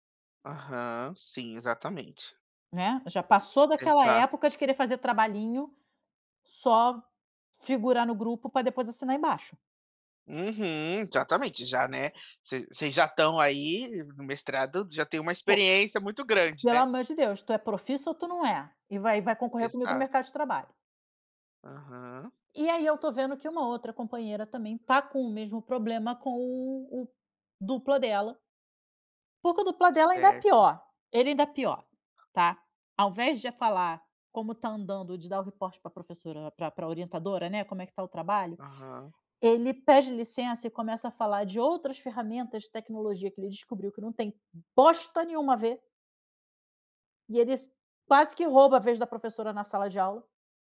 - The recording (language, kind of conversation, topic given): Portuguese, advice, Como posso viver alinhado aos meus valores quando os outros esperam algo diferente?
- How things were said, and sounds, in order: stressed: "bosta"